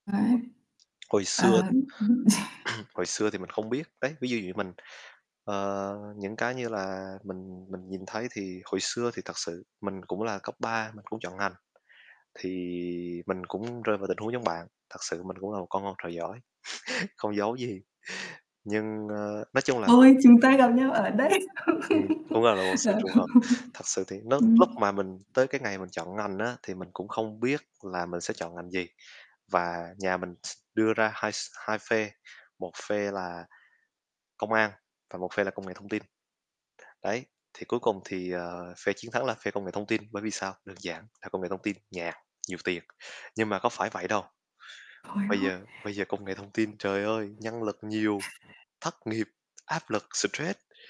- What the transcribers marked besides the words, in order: mechanical hum; unintelligible speech; tapping; other background noise; throat clearing; chuckle; chuckle; laughing while speaking: "gì"; static; laughing while speaking: "đây. Ờ"; laugh; chuckle; distorted speech; other noise
- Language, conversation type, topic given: Vietnamese, unstructured, Bạn đã học được điều gì từ những thất bại trong quá khứ?
- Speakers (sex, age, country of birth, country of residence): female, 30-34, Vietnam, Vietnam; male, 20-24, Vietnam, Vietnam